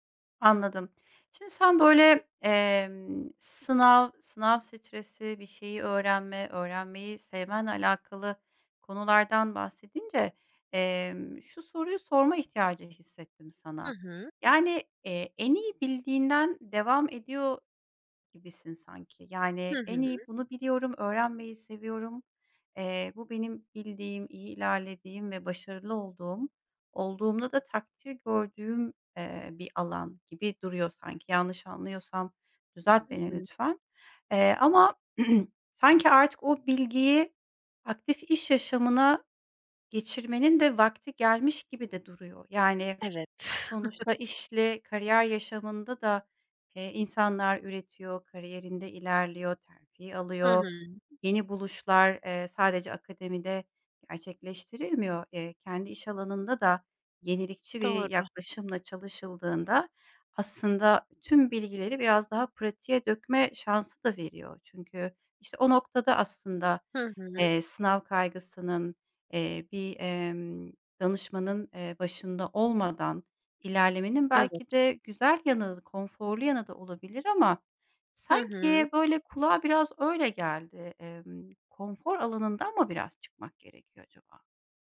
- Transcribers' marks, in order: throat clearing; chuckle
- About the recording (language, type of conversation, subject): Turkish, advice, Karar verirken duygularım kafamı karıştırdığı için neden kararsız kalıyorum?